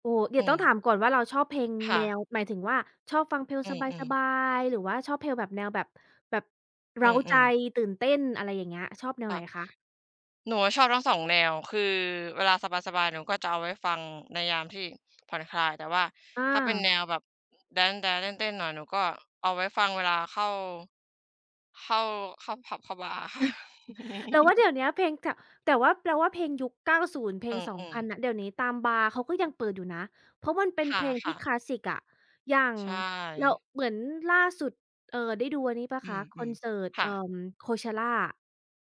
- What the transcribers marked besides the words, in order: "เพลง" said as "เพลว"; "เพลง" said as "เพลว"; chuckle; tapping
- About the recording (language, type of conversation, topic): Thai, unstructured, เพลงแบบไหนที่ทำให้คุณมีความสุข?